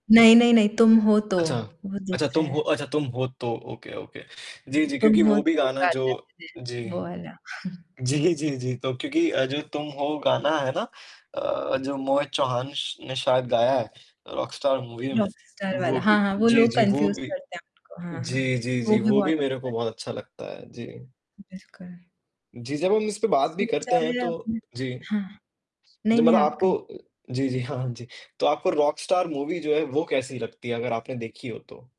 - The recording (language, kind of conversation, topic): Hindi, unstructured, आपको कौन सा गाना सबसे ज़्यादा खुश करता है?
- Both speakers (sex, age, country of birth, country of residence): female, 20-24, India, India; male, 20-24, India, Finland
- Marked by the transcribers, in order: static; in English: "ओके, ओके"; other background noise; chuckle; distorted speech; unintelligible speech; laughing while speaking: "जी, जी, जी"; chuckle; tapping; in English: "कन्फ्यूज़"; laughing while speaking: "हाँ"; in English: "मूवी"